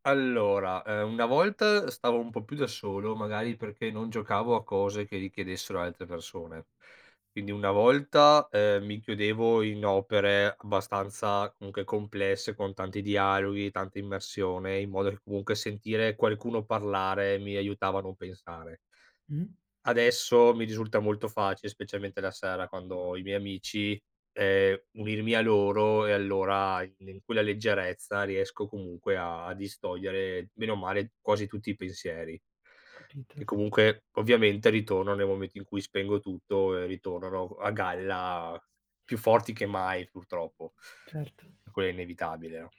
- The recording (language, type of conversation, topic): Italian, podcast, Puoi raccontarmi un momento in cui una canzone, un film o un libro ti ha consolato?
- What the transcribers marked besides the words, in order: other background noise